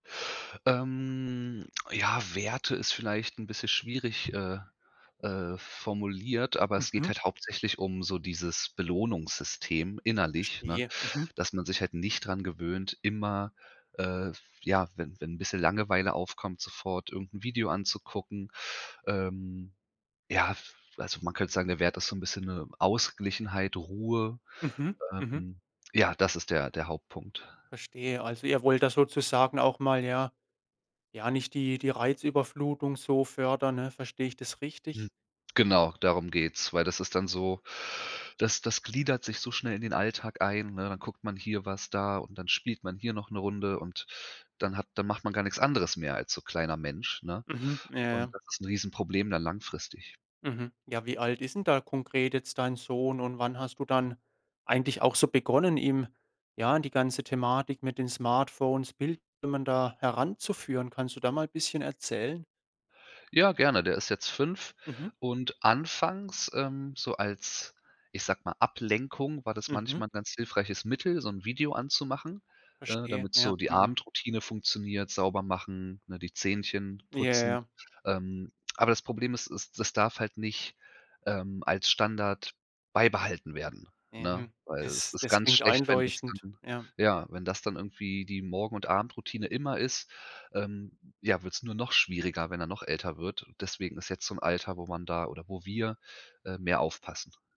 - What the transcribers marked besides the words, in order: none
- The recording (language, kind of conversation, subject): German, podcast, Wie regelt ihr bei euch zu Hause die Handy- und Bildschirmzeiten?